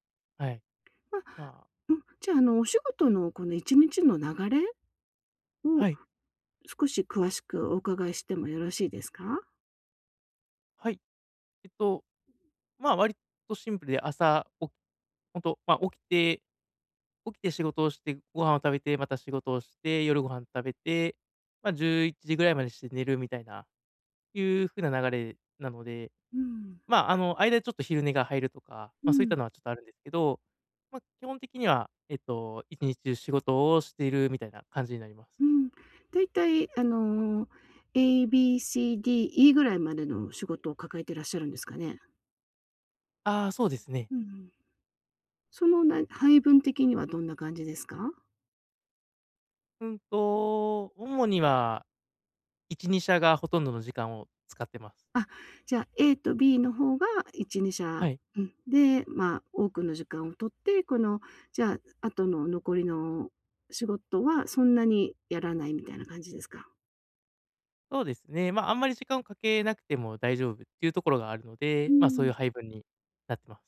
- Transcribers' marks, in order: none
- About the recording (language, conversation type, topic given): Japanese, advice, 長くモチベーションを保ち、成功や進歩を記録し続けるにはどうすればよいですか？